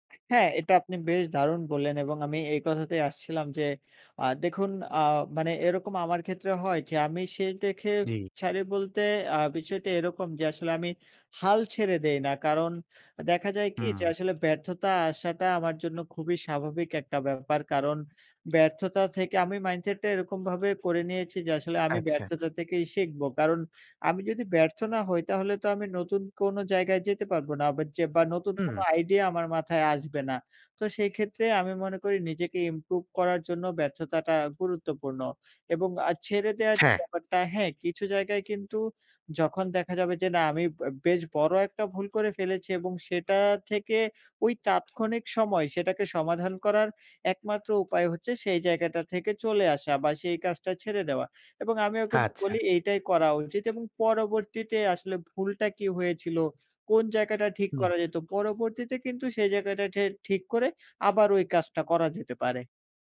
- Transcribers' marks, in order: in English: "মাইন্ডসেট"
- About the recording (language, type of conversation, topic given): Bengali, podcast, তুমি কীভাবে ব্যর্থতা থেকে ফিরে আসো?